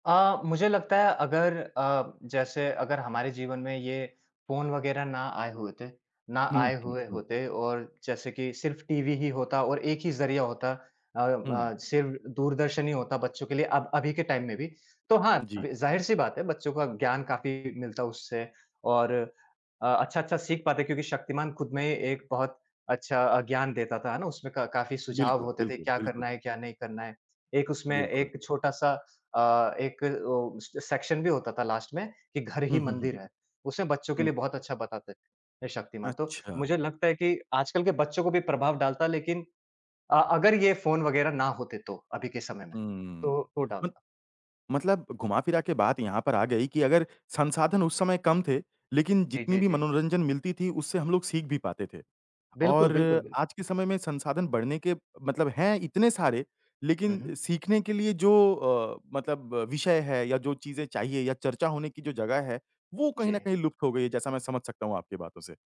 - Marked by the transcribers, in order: in English: "टाइम"; tapping; in English: "सेक्शन"; in English: "लास्ट"
- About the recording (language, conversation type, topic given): Hindi, podcast, तुम्हारे बचपन का कौन सा टीवी किरदार आज भी याद आता है?